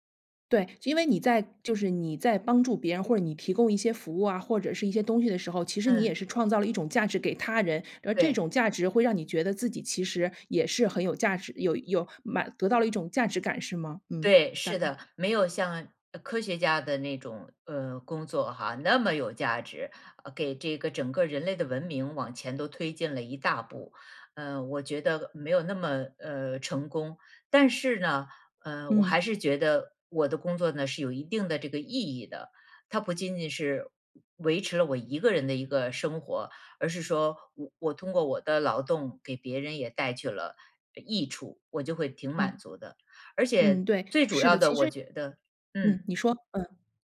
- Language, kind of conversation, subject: Chinese, podcast, 你觉得成功一定要高薪吗？
- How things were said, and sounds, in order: stressed: "那么"; other background noise